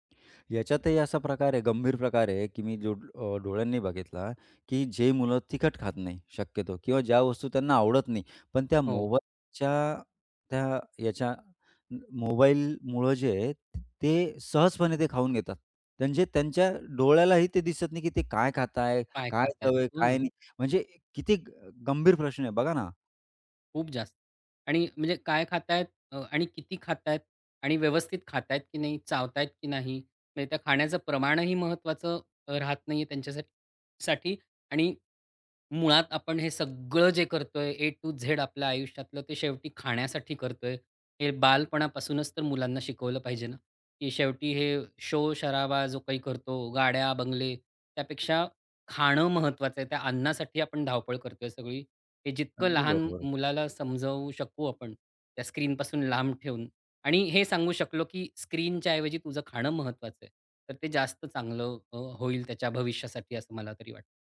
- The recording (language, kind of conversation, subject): Marathi, podcast, मुलांसाठी स्क्रीनसमोरचा वेळ मर्यादित ठेवण्यासाठी तुम्ही कोणते नियम ठरवता आणि कोणत्या सोप्या टिप्स उपयोगी पडतात?
- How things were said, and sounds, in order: other background noise; stressed: "सगळं"; tapping